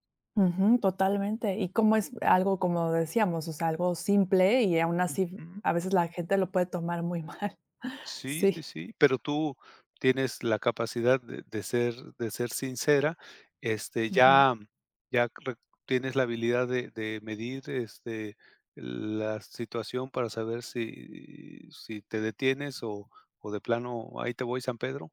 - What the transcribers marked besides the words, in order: laughing while speaking: "muy mal"; other background noise
- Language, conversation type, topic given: Spanish, podcast, Qué haces cuando alguien reacciona mal a tu sinceridad